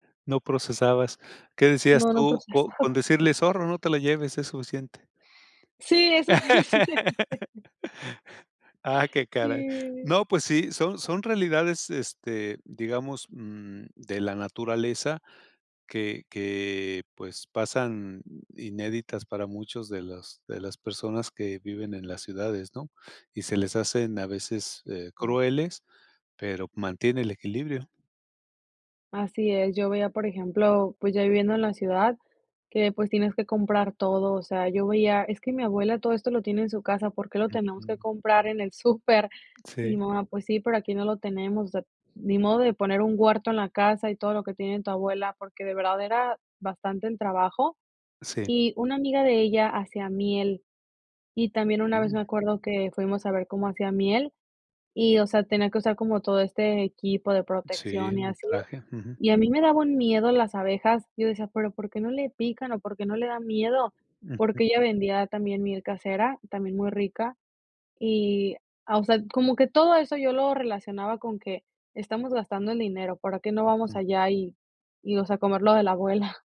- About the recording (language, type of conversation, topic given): Spanish, podcast, ¿Tienes alguna anécdota de viaje que todo el mundo recuerde?
- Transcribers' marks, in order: tapping; laughing while speaking: "procesaba"; other background noise; laughing while speaking: "es suficiente"; laugh; other noise; laughing while speaking: "abuela?"